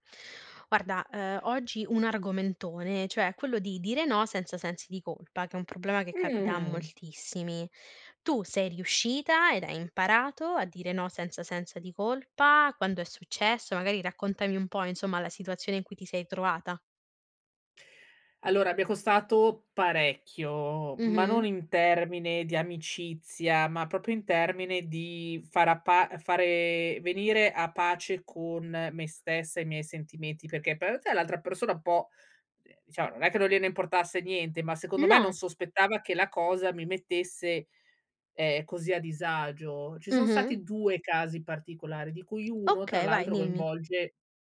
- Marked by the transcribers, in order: "sensi" said as "sense"; tapping; "proprio" said as "popo"; drawn out: "fare"; other background noise
- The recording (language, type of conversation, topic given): Italian, podcast, Quando hai imparato a dire no senza sensi di colpa?